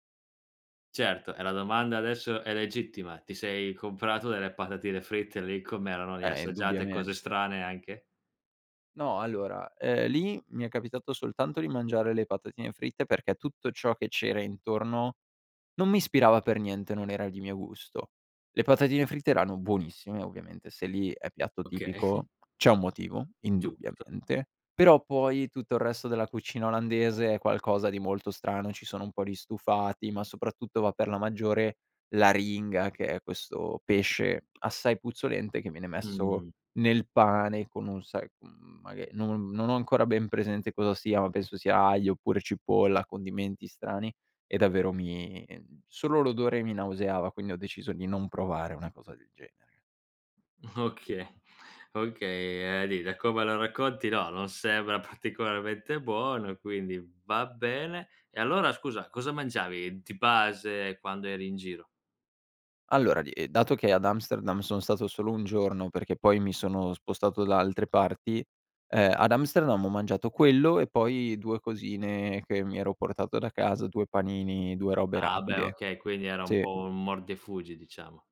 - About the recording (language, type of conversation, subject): Italian, podcast, Ti è mai capitato di perderti in una città straniera?
- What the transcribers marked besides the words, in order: laughing while speaking: "Okay"; other background noise; laughing while speaking: "Okay"; laughing while speaking: "particolarmente"; tapping